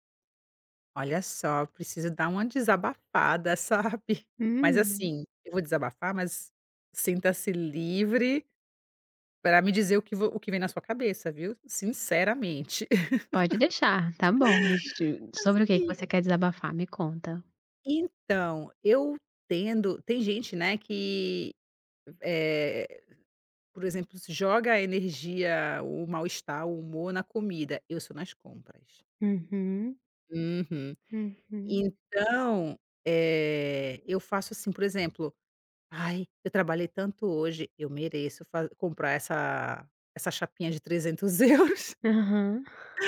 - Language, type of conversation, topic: Portuguese, advice, Gastar impulsivamente para lidar com emoções negativas
- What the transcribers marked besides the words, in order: laughing while speaking: "sabe"; laugh; laughing while speaking: "euros"